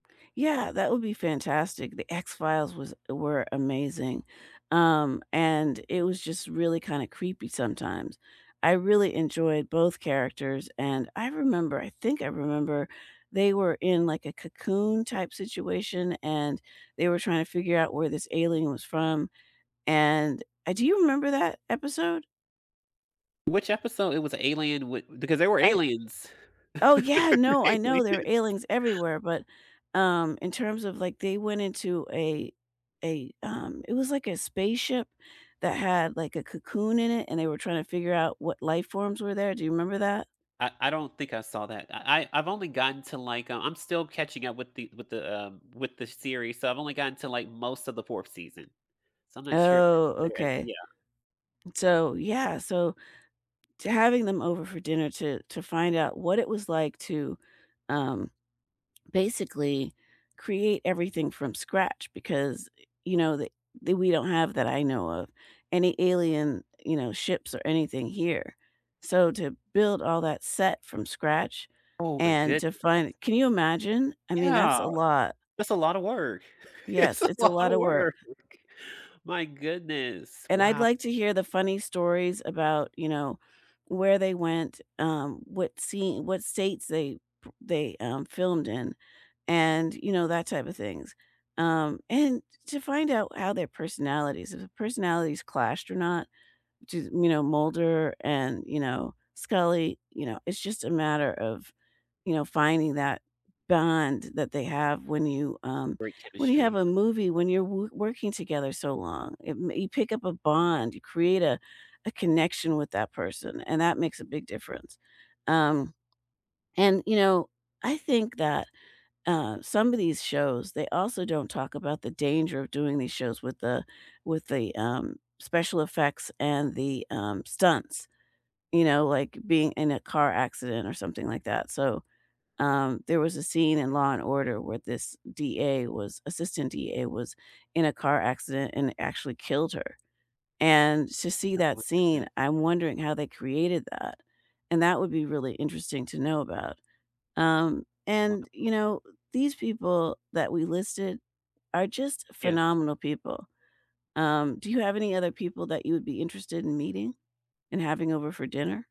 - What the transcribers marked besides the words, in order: other background noise; laugh; laughing while speaking: "Aliens"; tapping; unintelligible speech; laughing while speaking: "It's a lotta work"
- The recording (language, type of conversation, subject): English, unstructured, Which characters from movies or TV would you invite to dinner?
- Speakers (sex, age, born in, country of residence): female, 65-69, United States, United States; male, 35-39, United States, United States